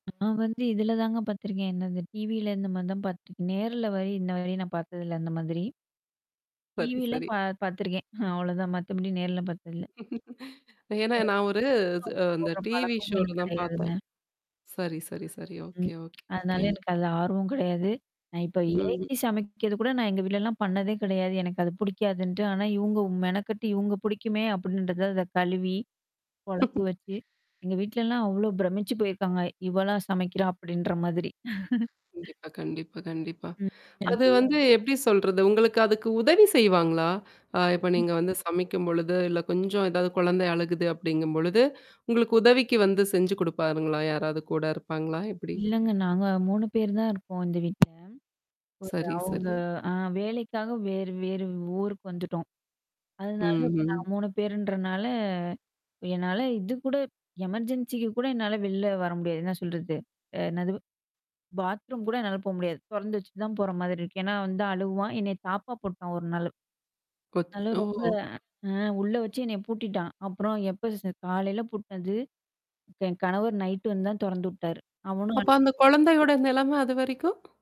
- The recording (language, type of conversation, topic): Tamil, podcast, சமையலுக்கு நேரம் இல்லாதபோதும் அன்பை காட்ட என்னென்ன எளிய வழிகளைச் செய்யலாம்?
- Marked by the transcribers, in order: static; laughing while speaking: "சரி, சரி"; chuckle; laugh; distorted speech; unintelligible speech; in English: "ஷோல"; tapping; chuckle; other background noise; chuckle; in English: "எமர்ஜென்சிக்கு"